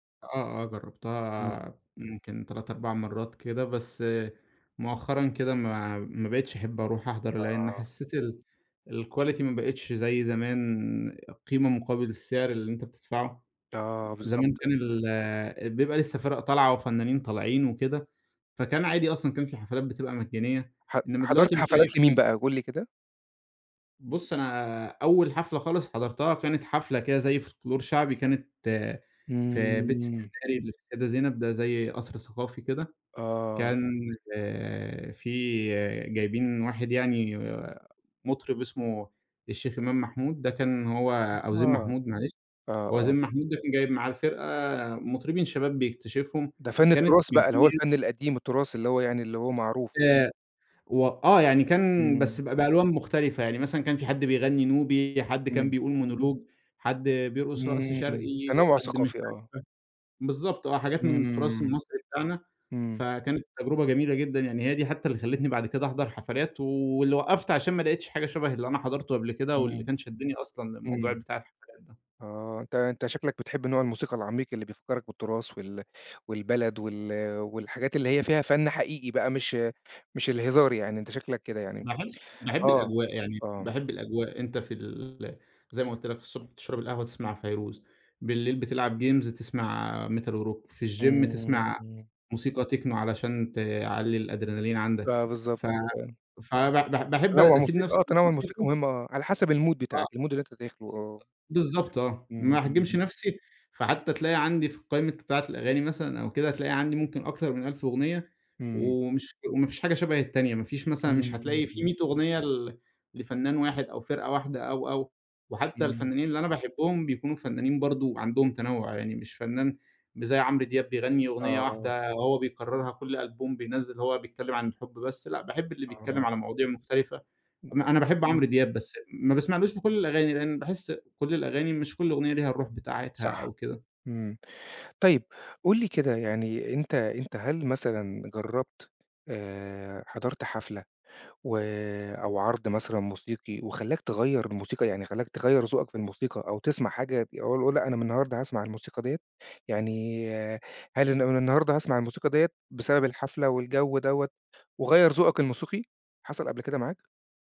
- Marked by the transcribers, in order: in English: "الquality"; horn; unintelligible speech; unintelligible speech; tapping; in English: "جيمز"; in English: "الgym"; in English: "المود"; in English: "المود"; other noise
- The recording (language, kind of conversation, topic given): Arabic, podcast, إزاي تنصح حد يوسّع ذوقه في المزيكا؟